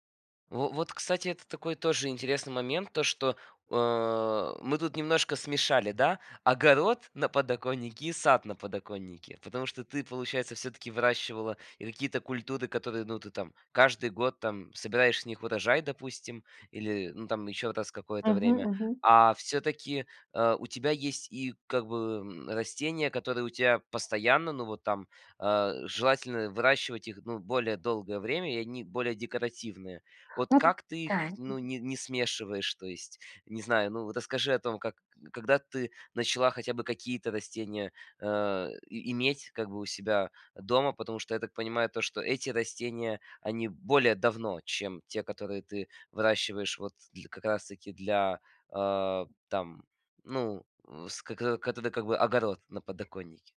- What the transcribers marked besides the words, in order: other background noise
- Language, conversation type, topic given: Russian, podcast, Как лучше всего начать выращивать мини-огород на подоконнике?